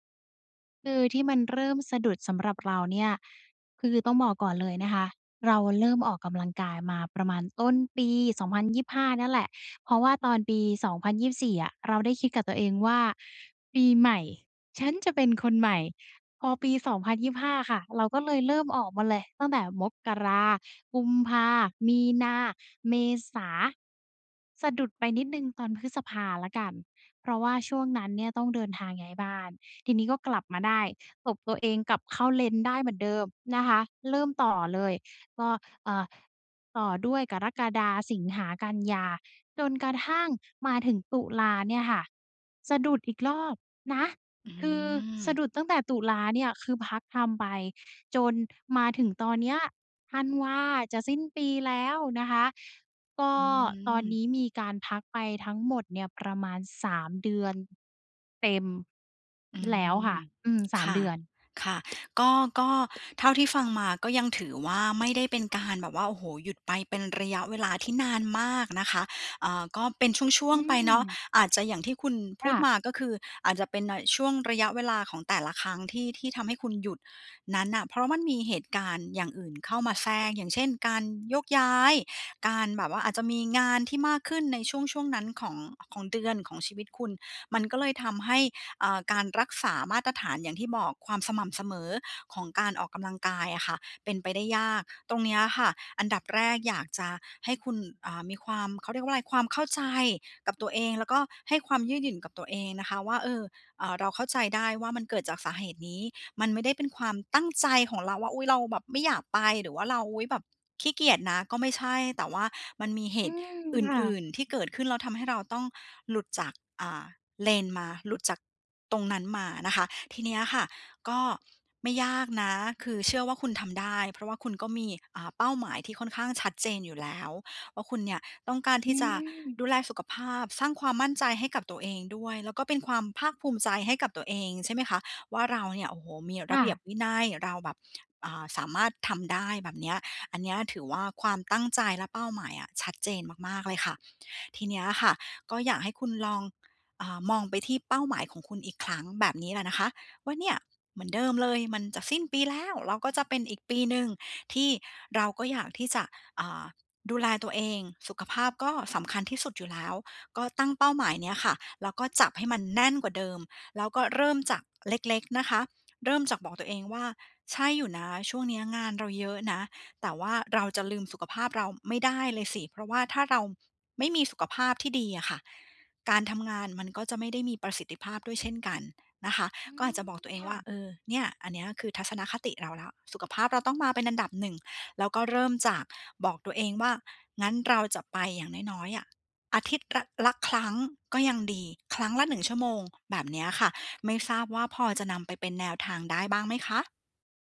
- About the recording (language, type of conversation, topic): Thai, advice, จะเริ่มฟื้นฟูนิสัยเดิมหลังสะดุดอย่างไรให้กลับมาสม่ำเสมอ?
- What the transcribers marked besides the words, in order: tapping